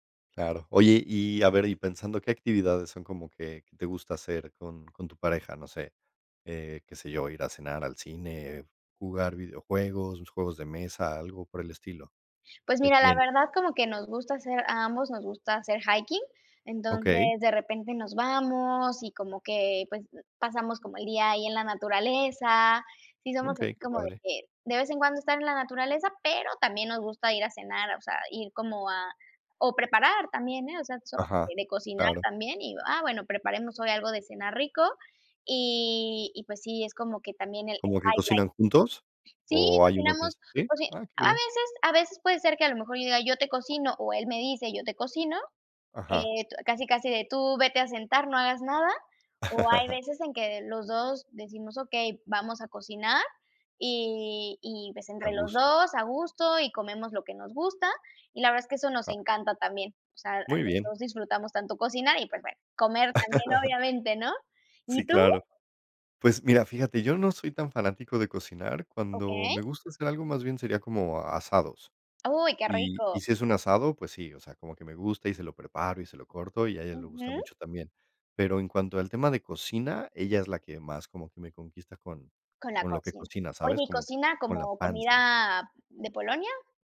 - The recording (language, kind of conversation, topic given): Spanish, unstructured, ¿Cómo mantener la chispa en una relación a largo plazo?
- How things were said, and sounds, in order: unintelligible speech; chuckle; tapping; chuckle